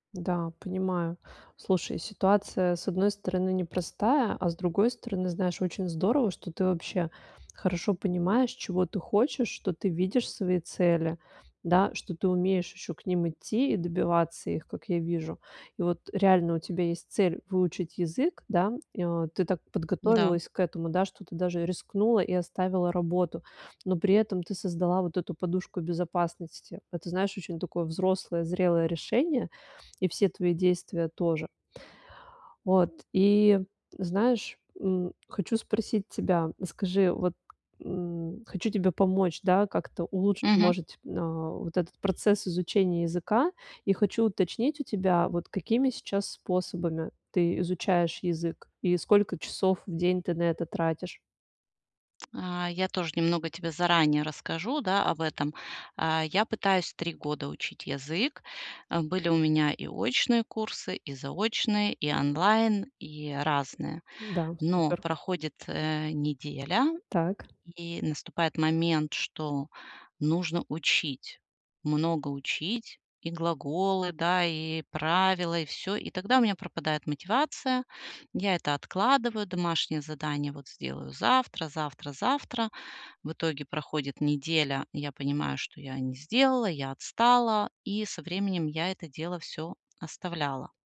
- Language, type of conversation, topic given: Russian, advice, Как поддерживать мотивацию в условиях неопределённости, когда планы часто меняются и будущее неизвестно?
- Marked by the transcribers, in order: tapping